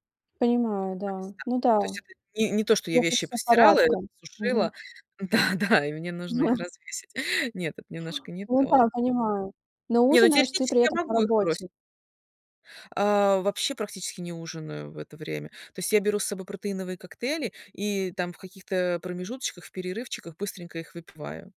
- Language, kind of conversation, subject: Russian, advice, Как просыпаться с энергией каждый день, даже если по утрам я чувствую усталость?
- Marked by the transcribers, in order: other background noise; unintelligible speech; laughing while speaking: "да да, и мне нужно их развесить"; tapping; chuckle